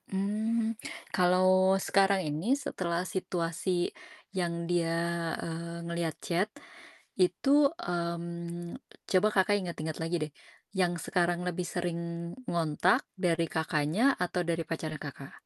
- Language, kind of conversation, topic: Indonesian, advice, Mengapa kamu takut mengakhiri hubungan meski kamu tidak bahagia karena khawatir merasa kesepian?
- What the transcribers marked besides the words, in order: in English: "chat"; tapping